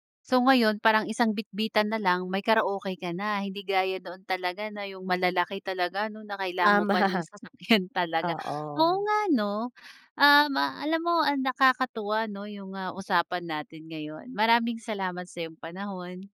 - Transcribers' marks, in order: laughing while speaking: "Tama"
- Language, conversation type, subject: Filipino, podcast, Ano ang kahalagahan ng karaoke sa musika at kultura mo?